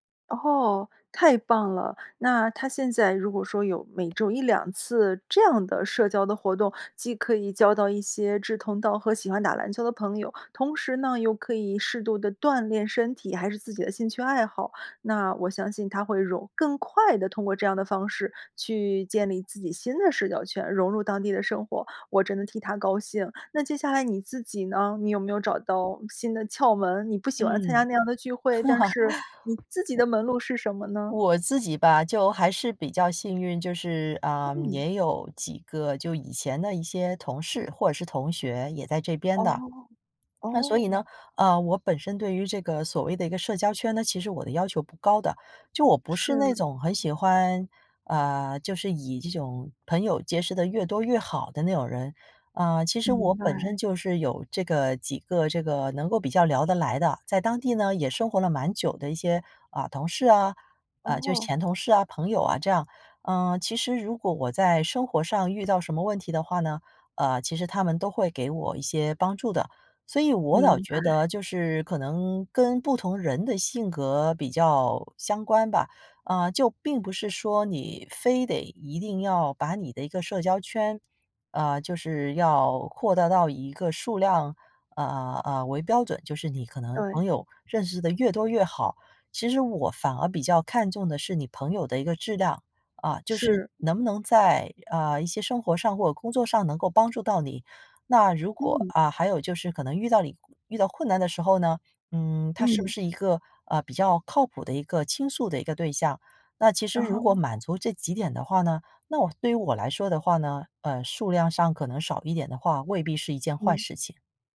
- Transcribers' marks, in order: tapping; other background noise; chuckle; swallow; "那种" said as "那总"; "我倒" said as "我岛"; "扩大" said as "扩得"
- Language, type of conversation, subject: Chinese, podcast, 怎样才能重新建立社交圈？